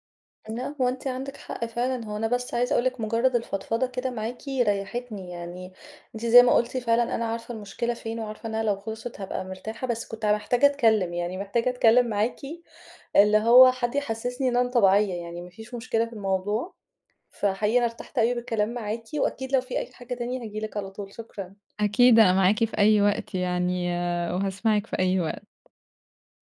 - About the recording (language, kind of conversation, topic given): Arabic, advice, إزاي أقدر أنام لما الأفكار القلقة بتفضل تتكرر في دماغي؟
- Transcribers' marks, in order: tapping